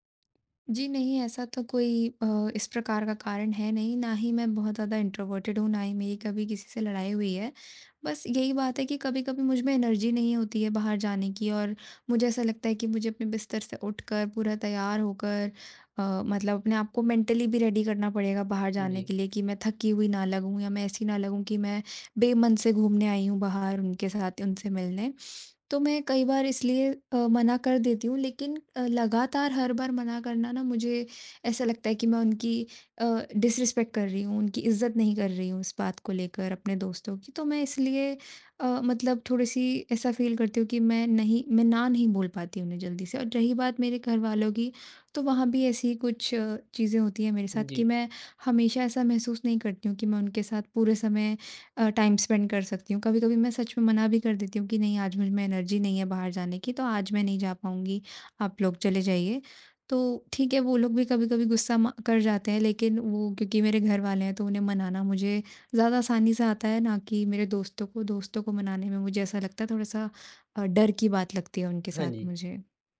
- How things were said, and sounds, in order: in English: "इंट्रोवर्टेड"; in English: "एनर्जी"; in English: "मेंटली"; in English: "रेडी"; in English: "डिसरिस्पेक्ट"; in English: "फील"; in English: "टाइम स्पेंड"; in English: "एनर्जी"
- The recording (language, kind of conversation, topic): Hindi, advice, मैं सामाजिक दबाव और अकेले समय के बीच संतुलन कैसे बनाऊँ, जब दोस्त बुलाते हैं?